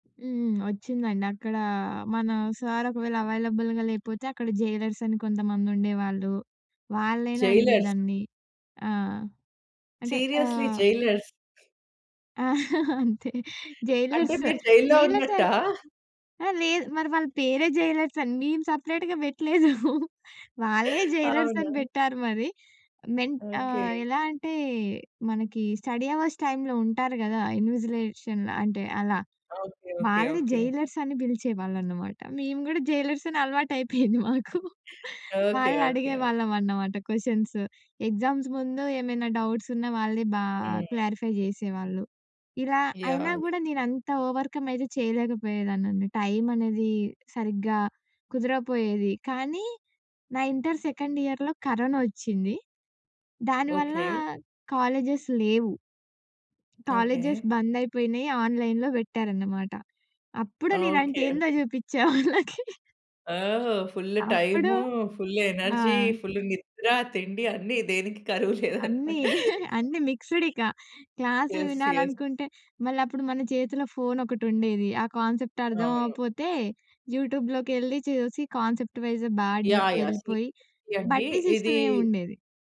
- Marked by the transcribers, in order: in English: "అవైలబుల్‌గా"; in English: "జైలర్స్"; in English: "సీరియస్‌లీ జైలర్స్"; other background noise; chuckle; in English: "జైలర్స్"; laughing while speaking: "మీరు జైల్‌లో ఉన్నట్టా?"; in English: "జైలర్స్"; in English: "సెపరేట్‌గా"; chuckle; in English: "జైలర్స్"; in English: "స్టడీ అవర్స్ టైమ్‌లో"; in English: "ఇన్విజిలేషన్‌లో"; in English: "జైలర్స్"; in English: "జైలర్స్"; chuckle; in English: "క్వెషన్స్. ఎగ్జామ్స్"; in English: "డౌట్స్"; in English: "క్లారిఫై"; in English: "ఓవర్‌కం"; in English: "ఇంటర్ సెకండ్ ఇయర్‌లో కరోనా"; in English: "కాలేజేస్"; tapping; in English: "కాలేజేస్"; in English: "ఆన్‌లైన్‌లో"; chuckle; chuckle; in English: "మిక్స్డ్"; chuckle; in English: "ఎస్. ఎస్"; horn; in English: "కాన్సెప్ట్"; in English: "యూట్యూబ్‌లోకెళ్లి"; in English: "కాన్సెప్ట్"; in English: "డీప్‌గెళ్ళిపోయి"; in English: "సీరియస్‌లీ"
- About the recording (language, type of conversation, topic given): Telugu, podcast, పరీక్షల ఒత్తిడిని తగ్గించుకోవడానికి మనం ఏమి చేయాలి?